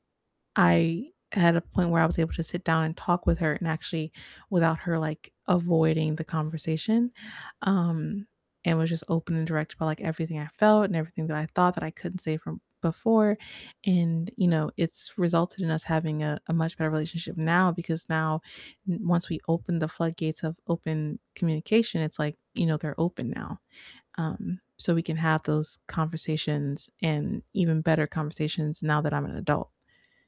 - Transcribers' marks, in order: static; tapping
- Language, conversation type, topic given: English, unstructured, What is the best advice you’ve received about communication?
- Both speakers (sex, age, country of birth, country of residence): female, 30-34, United States, United States; female, 50-54, United States, United States